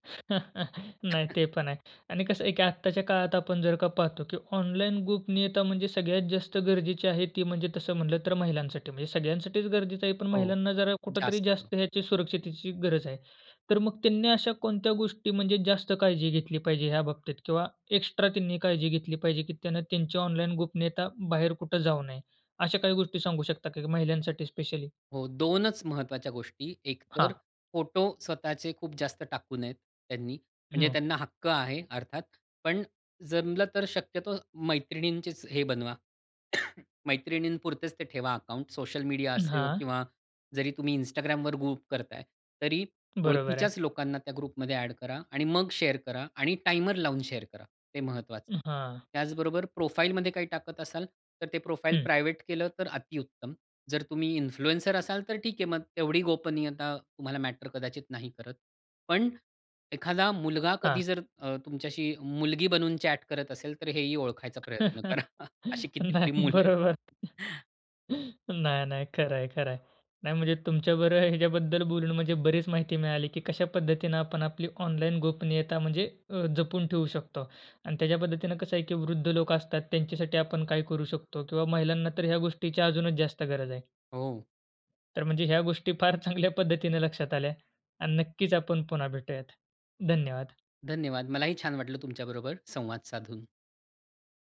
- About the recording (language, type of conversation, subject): Marathi, podcast, ऑनलाइन गोपनीयता जपण्यासाठी तुम्ही काय करता?
- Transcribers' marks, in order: other background noise; chuckle; unintelligible speech; cough; in English: "ग्रुप"; tapping; in English: "ग्रुपमध्ये"; in English: "शेअर"; in English: "शेअर"; in English: "प्रायव्हेट"; in English: "इन्फ्लुएन्सर"; in English: "चॅट"; chuckle; laughing while speaking: "नाही, बरोबर"; chuckle; laughing while speaking: "अशी कितीतरी मुलं आहेत"; laughing while speaking: "नाही, म्हणजे तुमच्या बरोबर ह्याच्याबद्दल"; chuckle; laughing while speaking: "चांगल्या पद्धतीने"